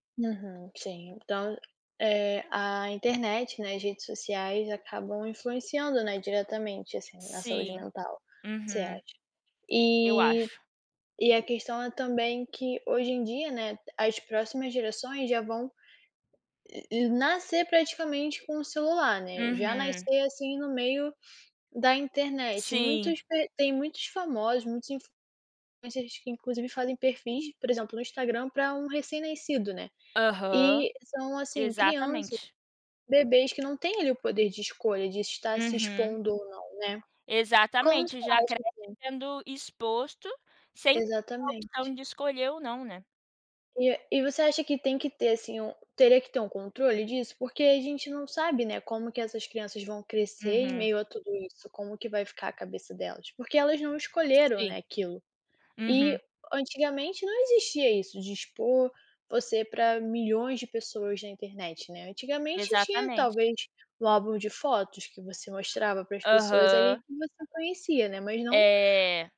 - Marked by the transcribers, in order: tapping; other noise; other animal sound
- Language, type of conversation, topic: Portuguese, podcast, Como vocês falam sobre saúde mental entre diferentes gerações na sua casa?